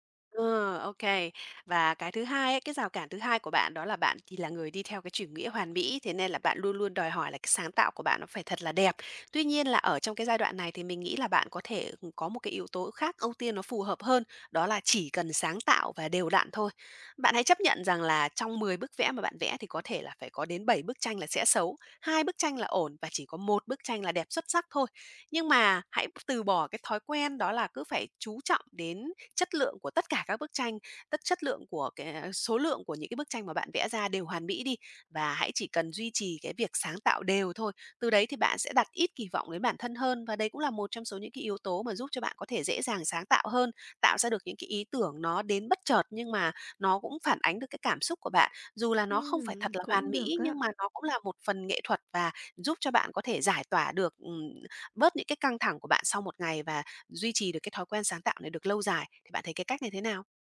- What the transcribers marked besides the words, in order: tapping
- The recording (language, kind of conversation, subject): Vietnamese, advice, Làm thế nào để bắt đầu thói quen sáng tạo hằng ngày khi bạn rất muốn nhưng vẫn không thể bắt đầu?